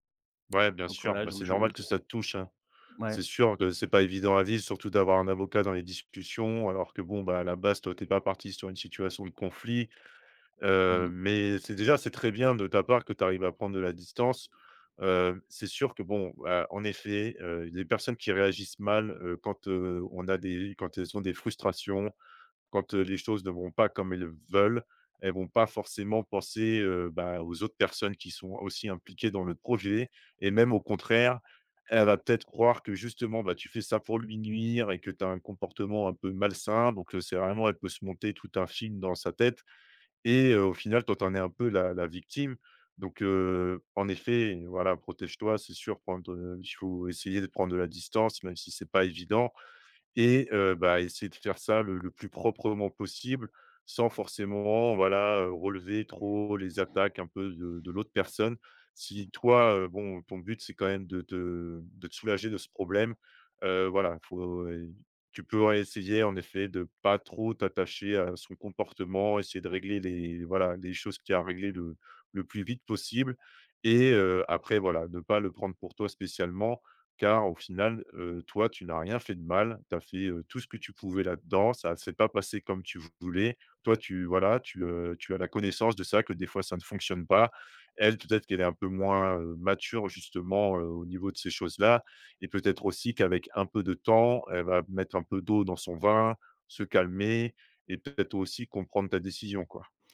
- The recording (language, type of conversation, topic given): French, advice, Comment gérer une dispute avec un ami après un malentendu ?
- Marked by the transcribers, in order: stressed: "veulent"; tapping